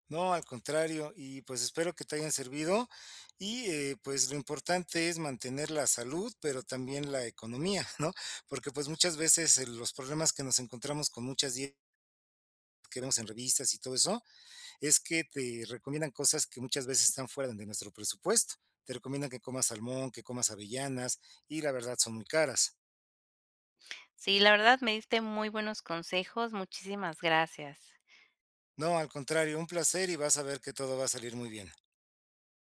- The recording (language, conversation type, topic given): Spanish, advice, ¿Cómo puedo comer más saludable con un presupuesto limitado cada semana?
- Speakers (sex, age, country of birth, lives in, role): female, 30-34, Mexico, Mexico, user; male, 55-59, Mexico, Mexico, advisor
- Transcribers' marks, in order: laughing while speaking: "¿no?"; tapping